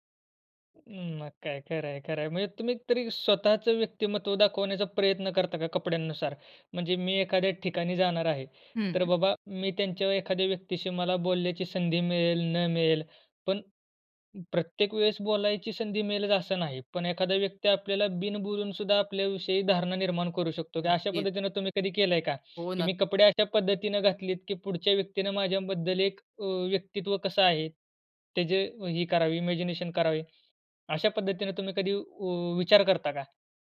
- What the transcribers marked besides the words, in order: in English: "इमॅजिनेशन"
- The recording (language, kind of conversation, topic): Marathi, podcast, कपड्यांमधून तू स्वतःला कसं मांडतोस?